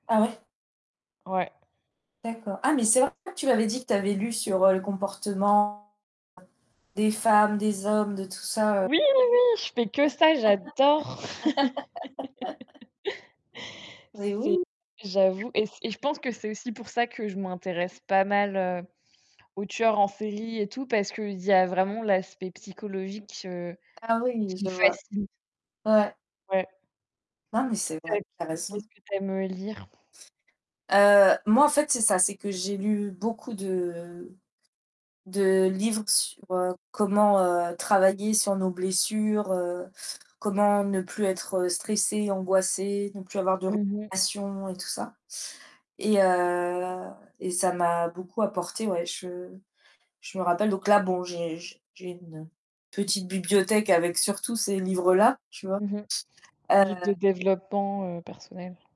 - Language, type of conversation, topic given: French, unstructured, Quel genre de livres aimes-tu lire le plus ?
- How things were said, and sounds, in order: distorted speech; static; anticipating: "Oui, oui, oui !"; laugh; tapping; unintelligible speech; unintelligible speech; drawn out: "heu"; other background noise